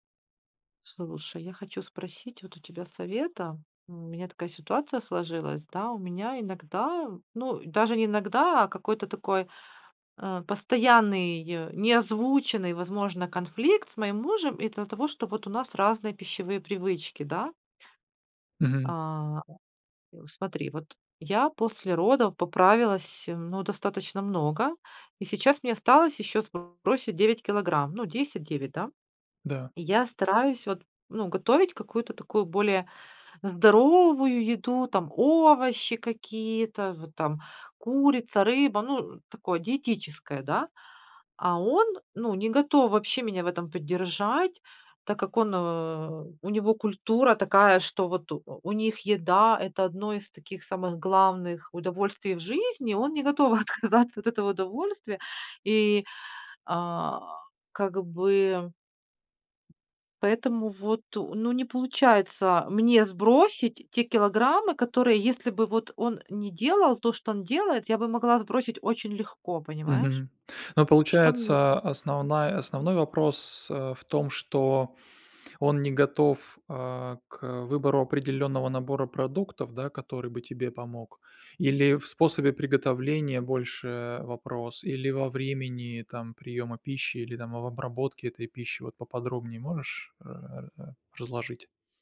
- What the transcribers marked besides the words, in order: other background noise; laughing while speaking: "отказаться"
- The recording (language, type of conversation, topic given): Russian, advice, Как решить конфликт с партнёром из-за разных пищевых привычек?